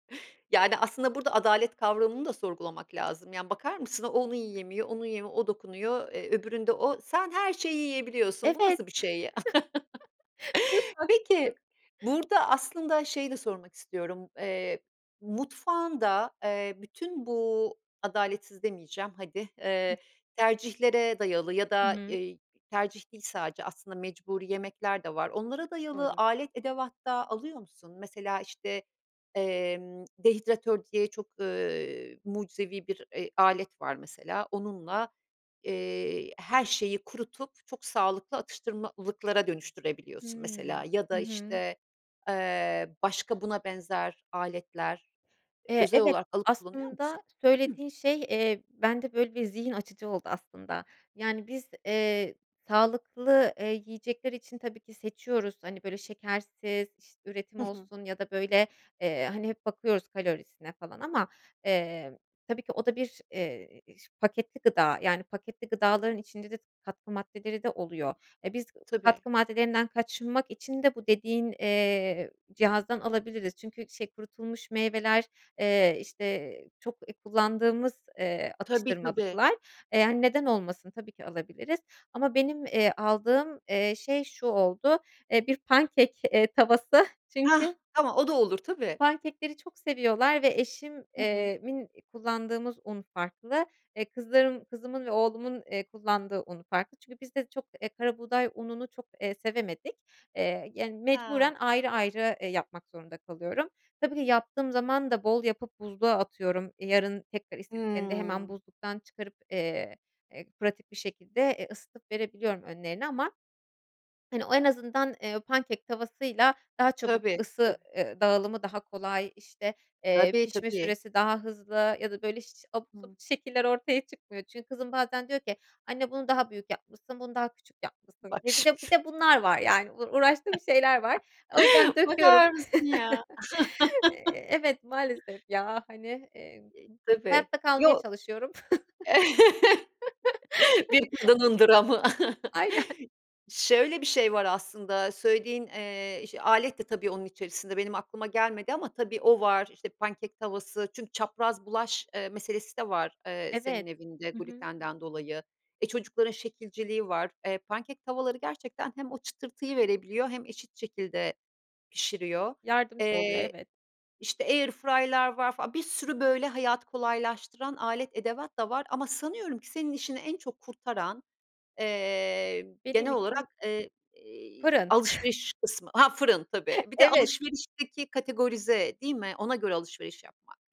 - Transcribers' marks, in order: chuckle; tapping; in English: "pancake"; in English: "Pancake'leri"; drawn out: "Hımm"; in English: "pancake"; laughing while speaking: "Bak şimdi"; laugh; laugh; chuckle; laugh; chuckle; other background noise; in English: "pancake"; in English: "pancake"; in English: "air fryer'lar"; chuckle
- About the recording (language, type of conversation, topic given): Turkish, podcast, Evde pratik ve sağlıklı yemekleri nasıl hazırlayabilirsiniz?
- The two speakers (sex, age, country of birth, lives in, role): female, 30-34, Turkey, Germany, guest; female, 50-54, Turkey, Italy, host